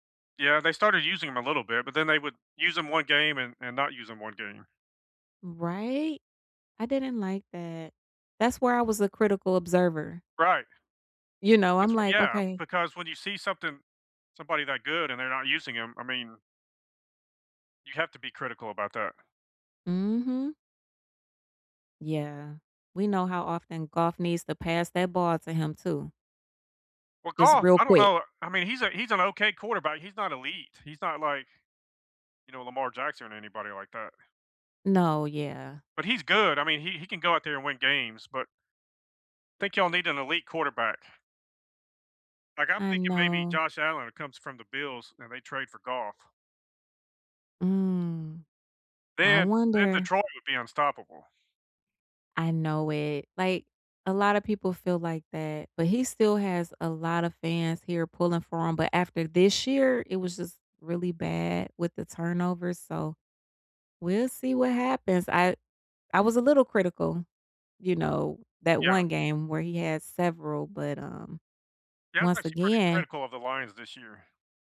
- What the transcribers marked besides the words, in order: tapping
- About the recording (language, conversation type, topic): English, unstructured, How do you balance being a supportive fan and a critical observer when your team is struggling?